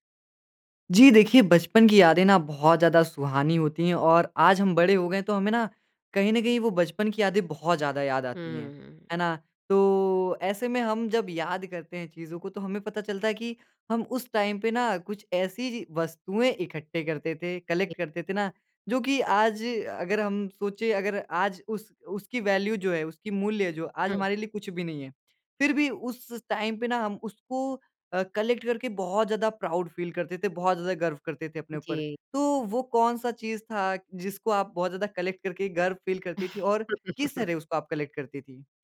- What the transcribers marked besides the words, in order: in English: "टाइम"; in English: "कलेक्ट"; in English: "वैल्यू"; in English: "टाइम"; in English: "कलेक्ट"; in English: "प्राउड फ़ील"; in English: "कलेक्ट"; in English: "फ़ील"; chuckle; in English: "कलेक्ट"
- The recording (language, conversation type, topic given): Hindi, podcast, बचपन में आपको किस तरह के संग्रह पर सबसे ज़्यादा गर्व होता था?